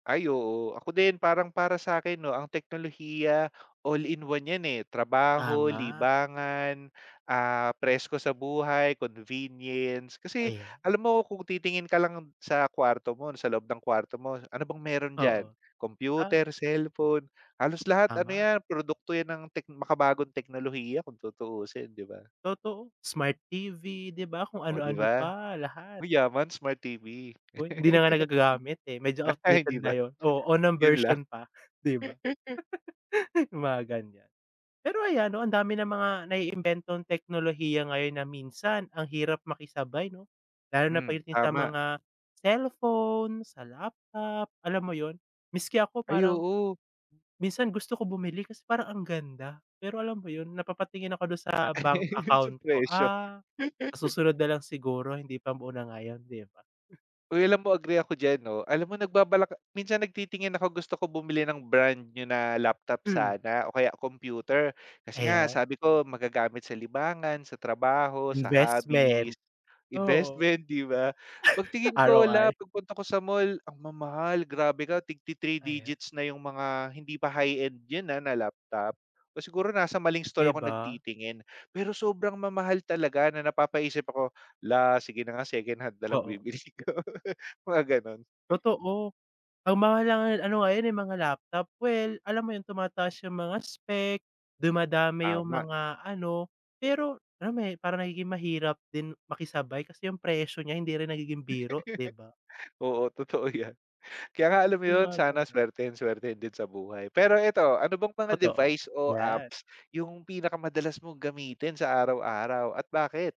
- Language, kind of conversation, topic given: Filipino, unstructured, Paano mo ginagamit ang teknolohiya sa pang-araw-araw na buhay?
- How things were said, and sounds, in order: tapping; chuckle; other background noise; giggle; laugh; chuckle; laugh; chuckle; laugh; laugh